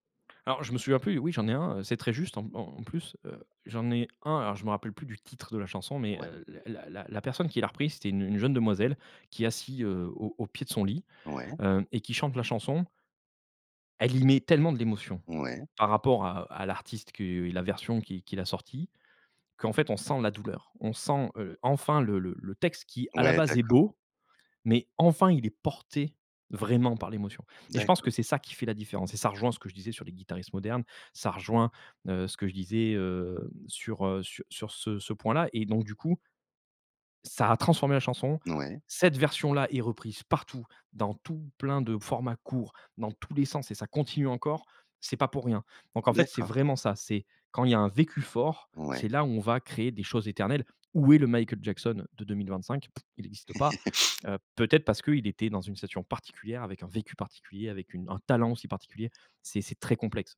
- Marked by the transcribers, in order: stressed: "tellement"; stressed: "à la base"; stressed: "porté"; stressed: "transformé"; stressed: "Cette"; stressed: "rien"; chuckle
- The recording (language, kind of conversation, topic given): French, podcast, Quel album emmènerais-tu sur une île déserte ?